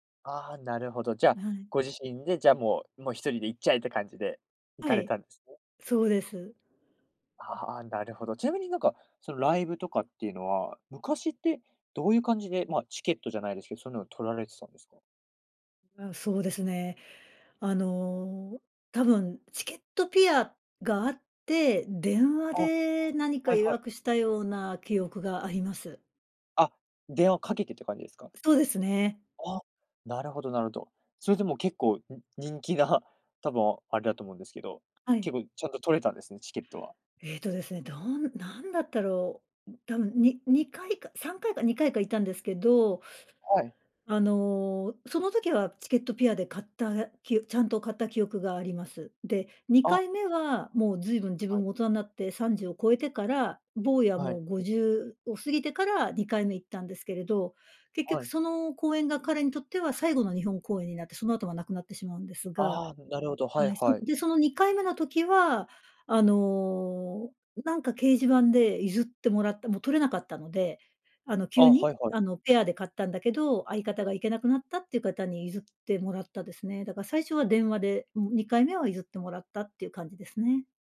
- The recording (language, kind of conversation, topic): Japanese, podcast, 自分の人生を表すプレイリストはどんな感じですか？
- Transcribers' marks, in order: unintelligible speech; unintelligible speech